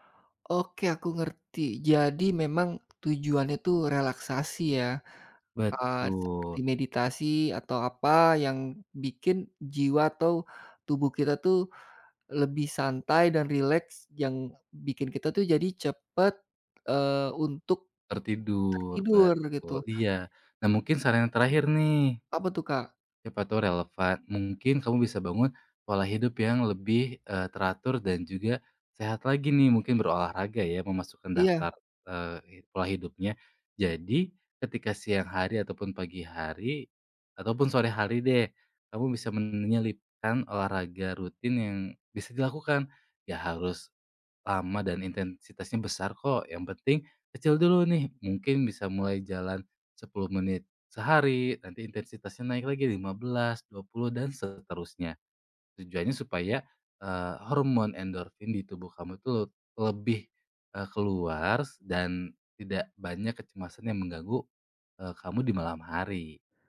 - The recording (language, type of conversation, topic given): Indonesian, advice, Bagaimana saya gagal menjaga pola tidur tetap teratur dan mengapa saya merasa lelah saat bangun pagi?
- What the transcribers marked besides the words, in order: other background noise; drawn out: "Betul"